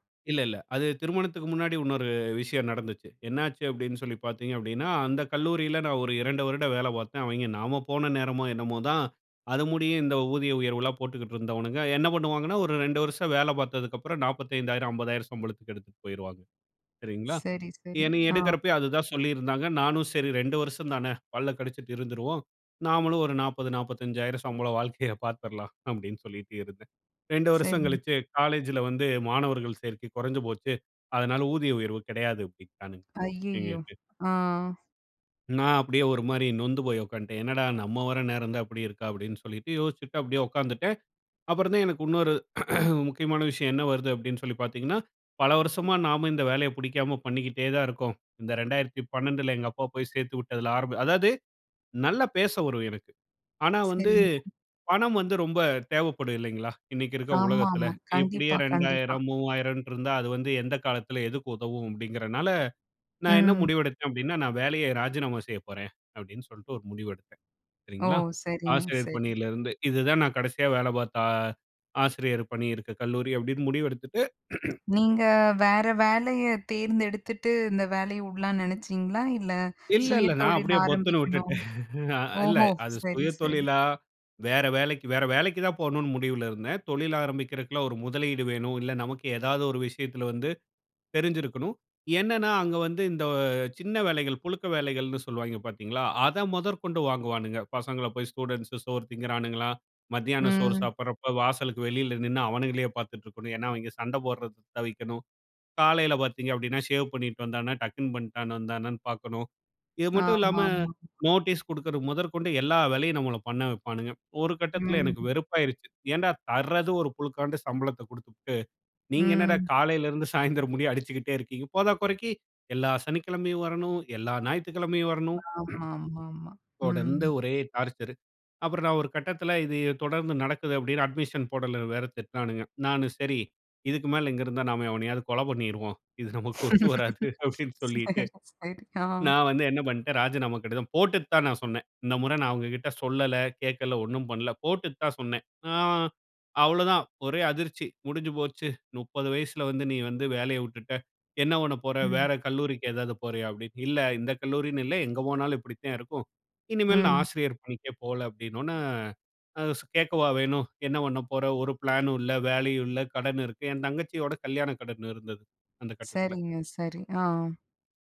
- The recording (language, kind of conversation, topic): Tamil, podcast, குடும்பம் உங்களை கட்டுப்படுத்த முயன்றால், உங்கள் சுயாதீனத்தை எப்படி காக்கிறீர்கள்?
- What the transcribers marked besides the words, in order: other background noise; unintelligible speech; throat clearing; other noise; throat clearing; chuckle; throat clearing; laugh; chuckle